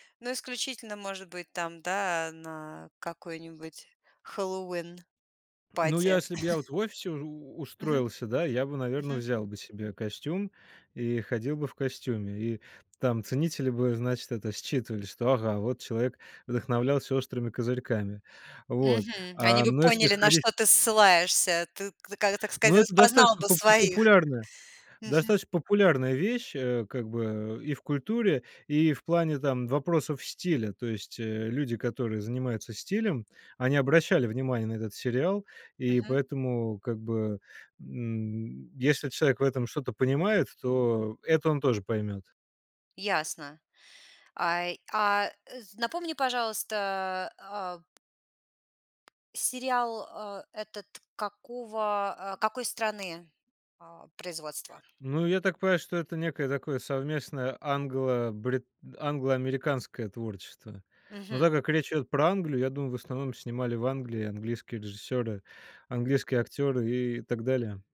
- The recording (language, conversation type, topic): Russian, podcast, Какой фильм или сериал изменил твоё чувство стиля?
- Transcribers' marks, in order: other background noise; in English: "party"; chuckle; tapping